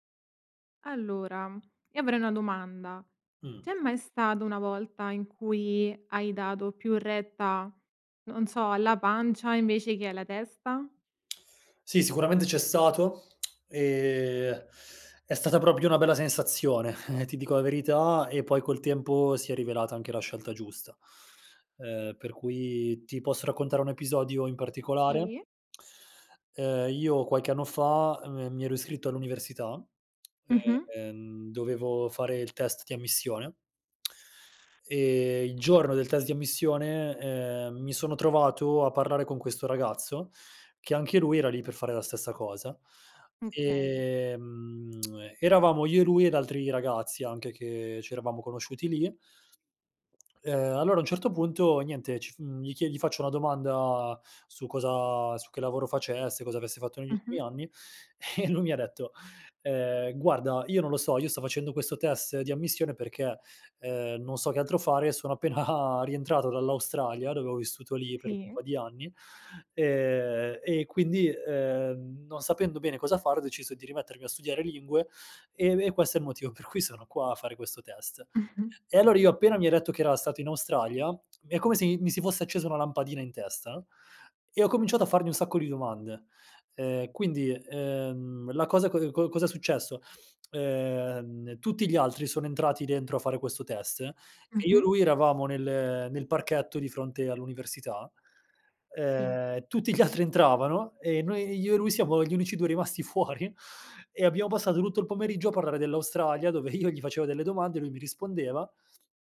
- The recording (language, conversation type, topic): Italian, podcast, Raccontami di una volta in cui hai seguito il tuo istinto: perché hai deciso di fidarti di quella sensazione?
- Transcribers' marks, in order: tongue click; teeth sucking; laughing while speaking: "eh"; other background noise; laughing while speaking: "e"; laughing while speaking: "appena"; laughing while speaking: "Mh-mh"; laughing while speaking: "gli altri"; laughing while speaking: "fuori"; laughing while speaking: "io"